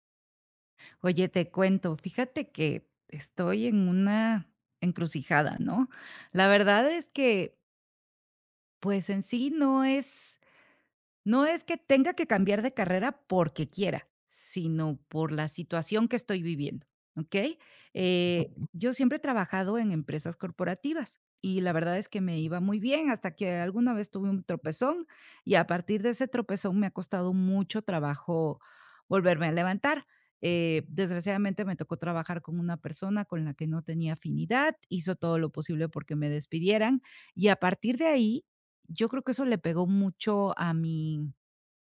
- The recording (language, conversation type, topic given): Spanish, advice, Miedo a dejar una vida conocida
- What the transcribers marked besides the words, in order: tapping